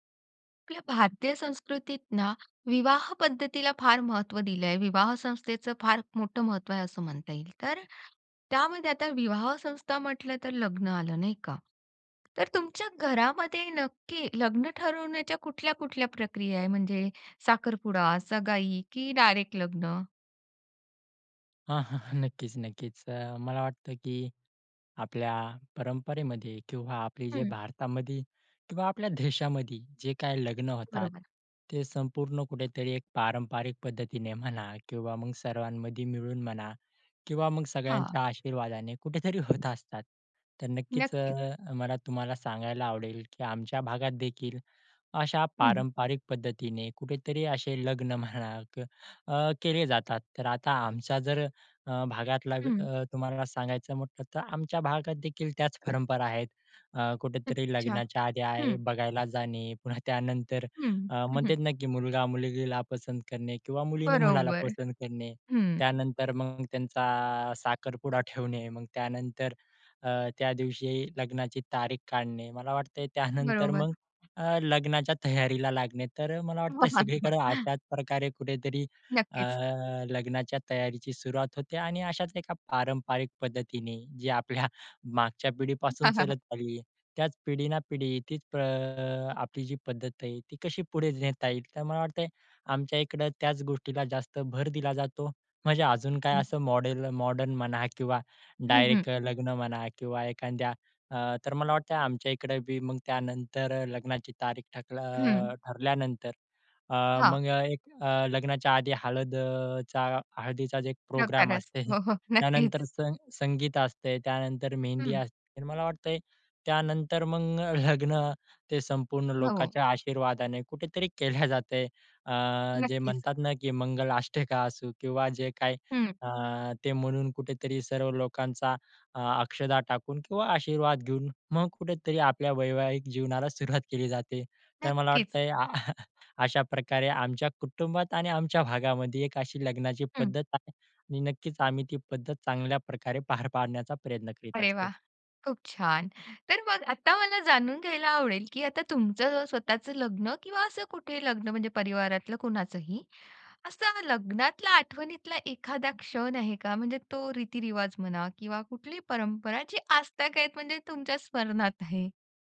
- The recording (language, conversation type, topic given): Marathi, podcast, तुमच्या कुटुंबात लग्नाची पद्धत कशी असायची?
- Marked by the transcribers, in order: in Hindi: "सगाई"; chuckle; other background noise; chuckle; chuckle; chuckle; tapping; chuckle; in English: "मॉडेल, मॉडर्न"; chuckle; chuckle; chuckle